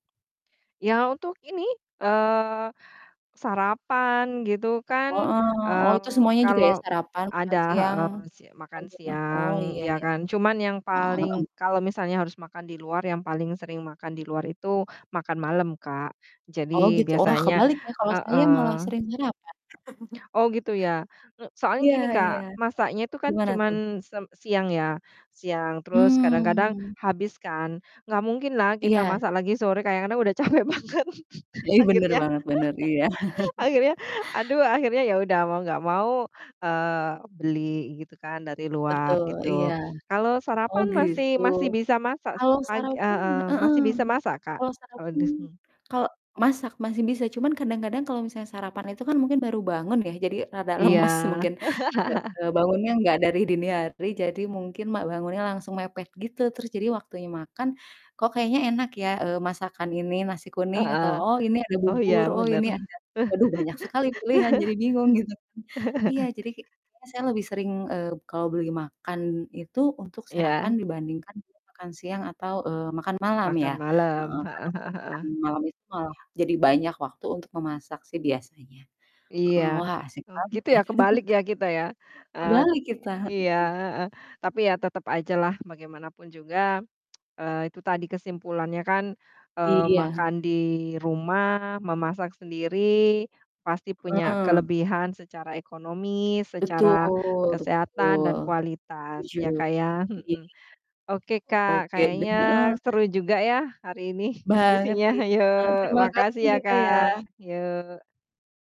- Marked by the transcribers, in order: other background noise; distorted speech; laugh; laughing while speaking: "capek banget akhirnya akhirnya"; laugh; chuckle; laughing while speaking: "lemas"; laugh; laugh; chuckle; tsk
- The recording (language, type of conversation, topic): Indonesian, unstructured, Bagaimana Anda memutuskan antara memasak di rumah dan makan di luar?